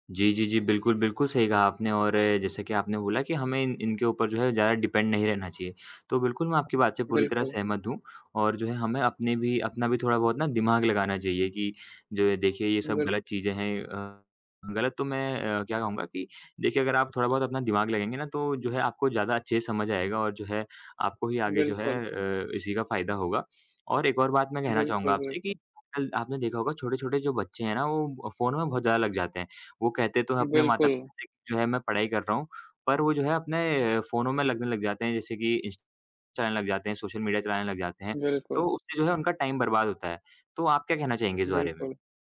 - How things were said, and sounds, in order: in English: "डिपेंड"; other background noise; tapping; in English: "टाइम"
- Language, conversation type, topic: Hindi, unstructured, इंटरनेट ने हमारी पढ़ाई को कैसे बदला है?